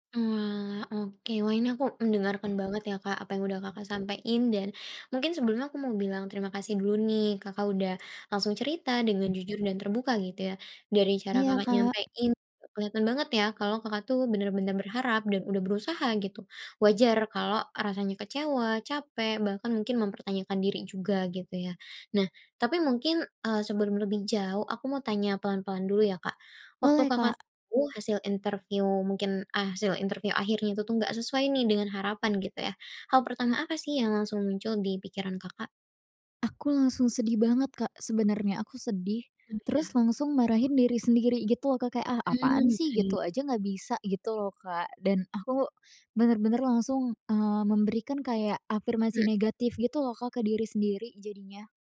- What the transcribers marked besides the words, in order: tapping; other background noise
- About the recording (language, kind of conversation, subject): Indonesian, advice, Bagaimana caranya menjadikan kegagalan sebagai pelajaran untuk maju?